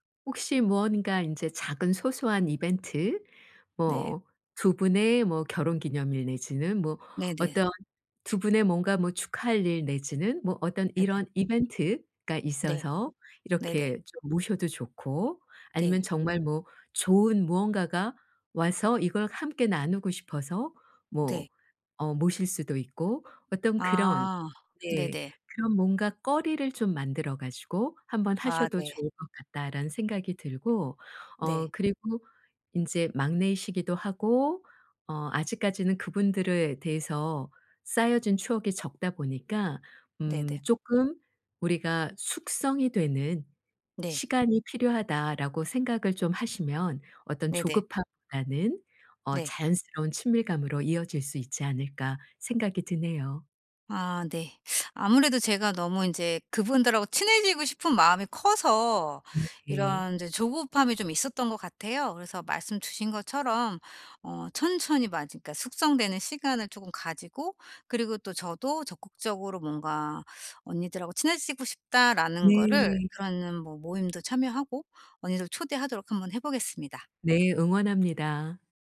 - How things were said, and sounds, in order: other background noise
- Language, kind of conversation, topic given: Korean, advice, 친구 모임에서 대화에 어떻게 자연스럽게 참여할 수 있을까요?